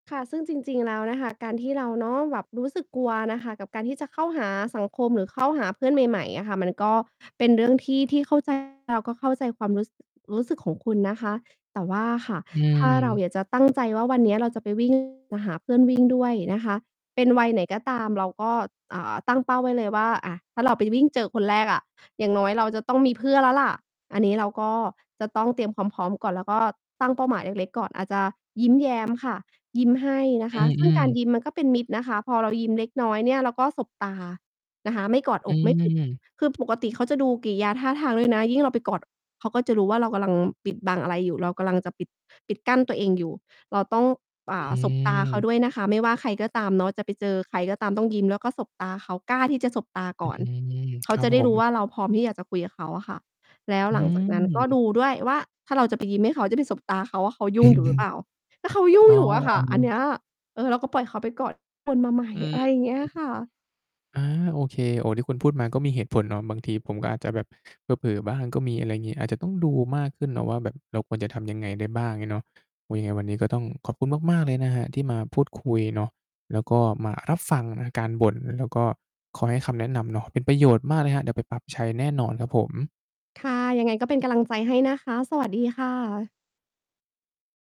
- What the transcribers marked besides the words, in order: mechanical hum; distorted speech; other background noise
- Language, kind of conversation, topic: Thai, advice, คุณเพิ่งย้ายมาอยู่เมืองใหม่และยังรู้จักคนน้อยอยู่ไหม?